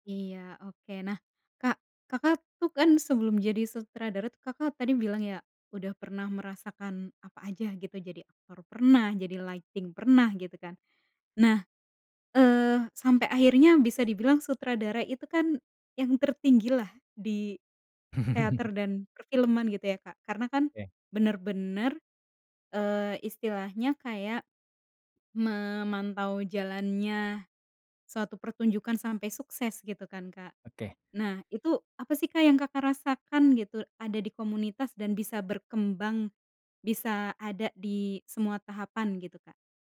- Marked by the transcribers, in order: in English: "lighting"; chuckle
- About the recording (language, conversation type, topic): Indonesian, podcast, Apakah kamu pernah membuat karya yang masih kamu hargai sampai hari ini?